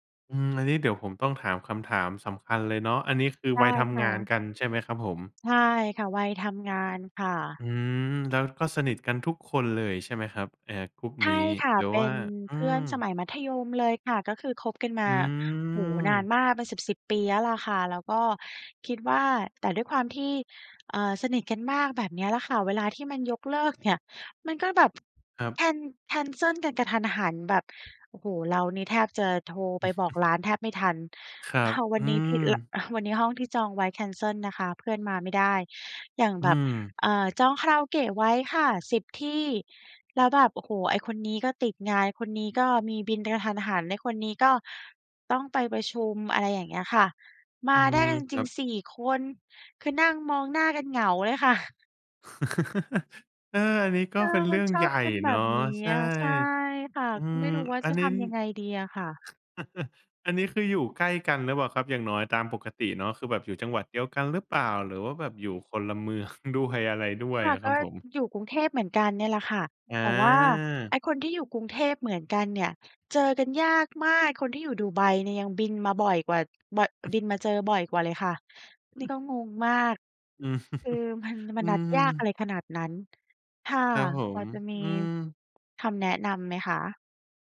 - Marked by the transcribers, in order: tapping; chuckle; laugh; chuckle; chuckle; unintelligible speech; laughing while speaking: "อือ"
- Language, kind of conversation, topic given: Thai, advice, เพื่อนของฉันชอบยกเลิกนัดบ่อยจนฉันเริ่มเบื่อหน่าย ควรทำอย่างไรดี?